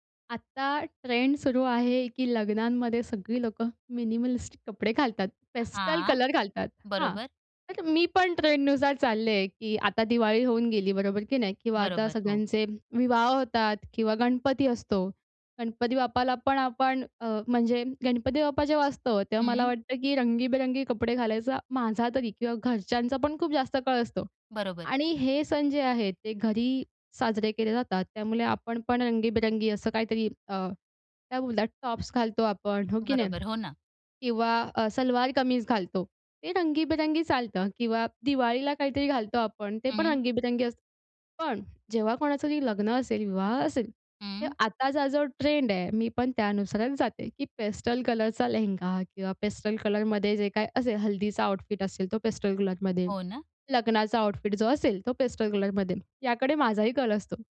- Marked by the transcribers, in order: in English: "मिनिमलिस्टिक"; in English: "पेस्टल"; in English: "पेस्टल"; in English: "पेस्टल"; in English: "आउटफिट"; in English: "पेस्टल"; in English: "आउटफिट"; in English: "पेस्टल"
- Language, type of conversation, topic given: Marathi, podcast, तुम्ही स्वतःची स्टाईल ठरवताना साधी-सरळ ठेवायची की रंगीबेरंगी, हे कसे ठरवता?